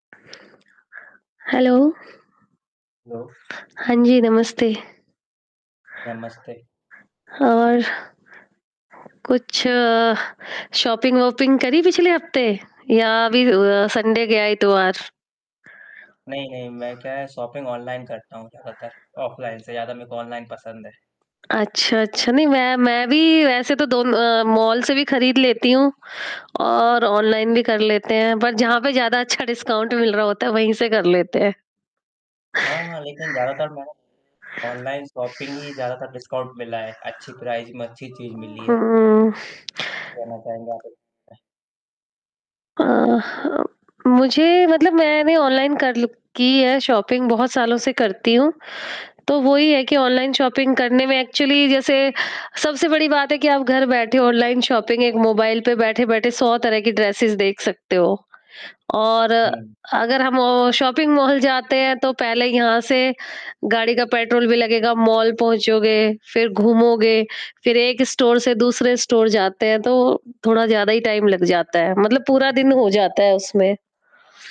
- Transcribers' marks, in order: static; in English: "हेलो"; other background noise; in English: "हेलो"; in English: "शॉपिंग"; distorted speech; in English: "संडे"; in English: "शॉपिंग ऑनलाइन"; tapping; in English: "डिस्काउंट"; in English: "शॉपिंग"; in English: "डिस्काउंट"; in English: "प्राइस"; in English: "शॉपिंग"; in English: "ऑनलाइन शॉपिंग"; in English: "एक्चुअली"; in English: "ऑनलाइन शॉपिंग"; in English: "ड्रेसेज़"; in English: "शॉपिंग मॉल"; in English: "स्टोर"; in English: "स्टोर"; in English: "टाइम"
- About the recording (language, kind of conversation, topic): Hindi, unstructured, आपको शॉपिंग मॉल में खरीदारी करना अधिक पसंद है या ऑनलाइन खरीदारी करना?
- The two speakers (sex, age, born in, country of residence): female, 40-44, India, India; male, 20-24, India, India